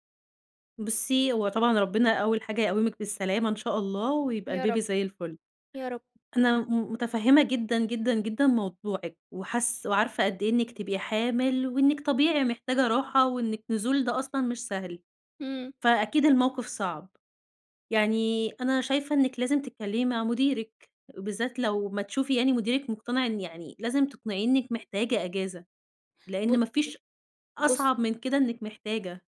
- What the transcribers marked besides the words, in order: tapping
- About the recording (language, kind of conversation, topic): Arabic, advice, إزاي أطلب راحة للتعافي من غير ما مديري يفتكر إن ده ضعف؟